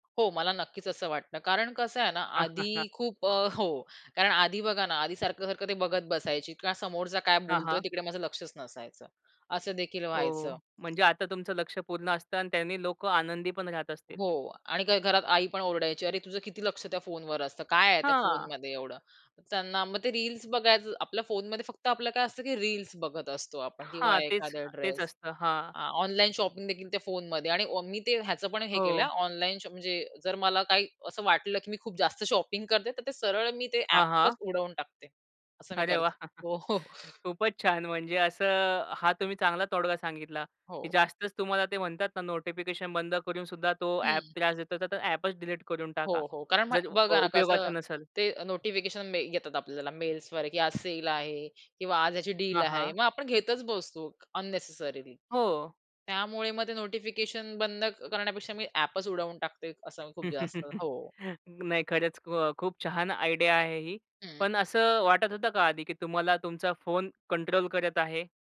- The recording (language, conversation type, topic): Marathi, podcast, तुम्ही सूचना बंद केल्यावर तुम्हाला कोणते बदल जाणवले?
- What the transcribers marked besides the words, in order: tapping; in English: "ड्रेस"; in English: "शॉपिंगदेखील"; in English: "शॉप"; in English: "शॉपिंग"; chuckle; other background noise; in English: "डील"; in English: "अननेसेसरीली"; chuckle